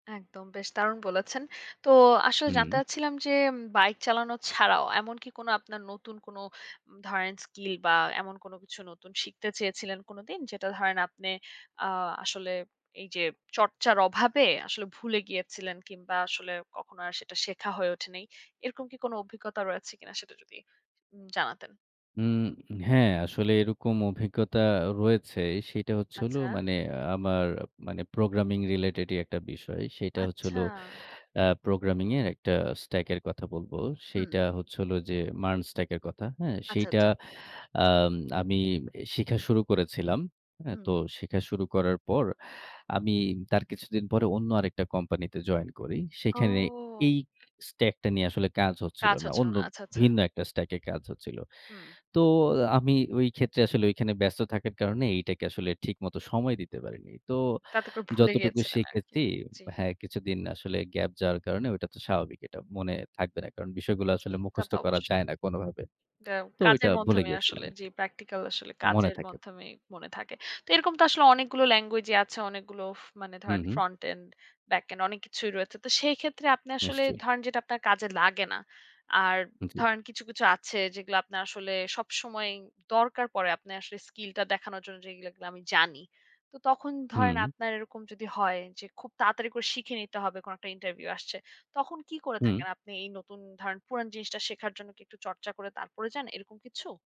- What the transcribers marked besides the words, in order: other background noise
- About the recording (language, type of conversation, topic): Bengali, podcast, কেউ নতুন কিছু শিখতে চাইলে আপনি কী পরামর্শ দেবেন?
- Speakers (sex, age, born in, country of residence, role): female, 25-29, Bangladesh, United States, host; male, 30-34, Bangladesh, Bangladesh, guest